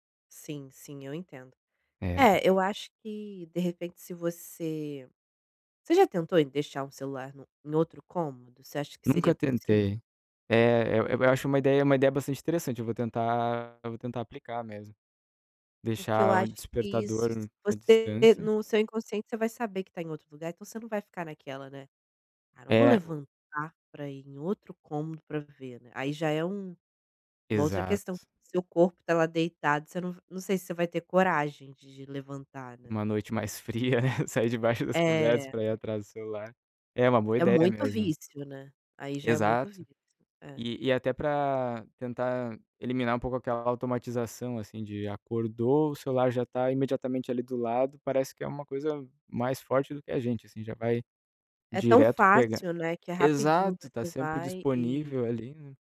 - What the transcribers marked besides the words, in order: tapping; laughing while speaking: "mais fria"
- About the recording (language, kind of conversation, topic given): Portuguese, advice, Como posso começar a reduzir o tempo de tela antes de dormir?